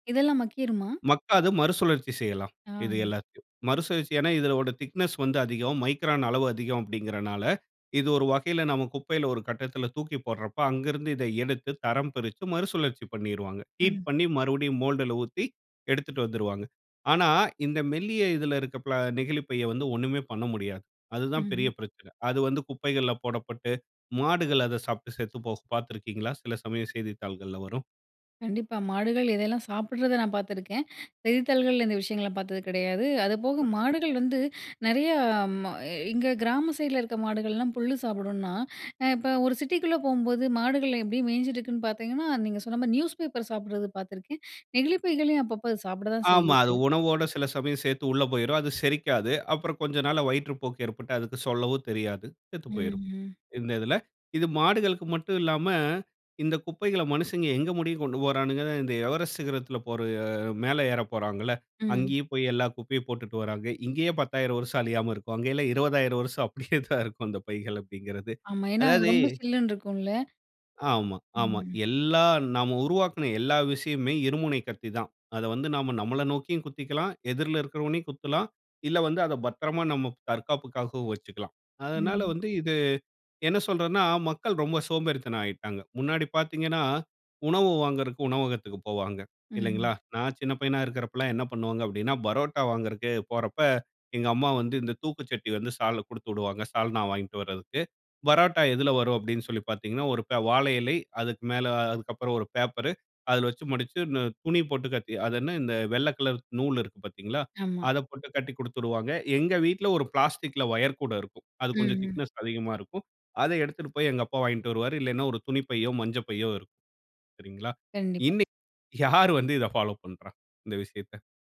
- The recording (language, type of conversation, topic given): Tamil, podcast, பிளாஸ்டிக் பயன்படுத்துவதை குறைக்க தினமும் செய்யக்கூடிய எளிய மாற்றங்கள் என்னென்ன?
- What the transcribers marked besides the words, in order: in English: "திக்னெஸ்"; in English: "மோல்டுல"; inhale; other noise; inhale; inhale; inhale; other background noise; laughing while speaking: "அப்படியே தான் இருக்கும்"; in English: "திக்னெஸ்"; laughing while speaking: "யார் வந்து"